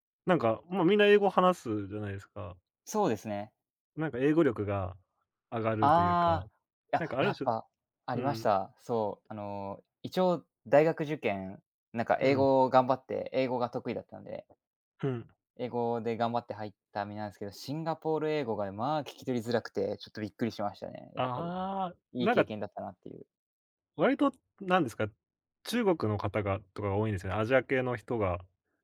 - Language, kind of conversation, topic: Japanese, unstructured, 将来のために今できることは何ですか？
- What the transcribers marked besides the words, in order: other background noise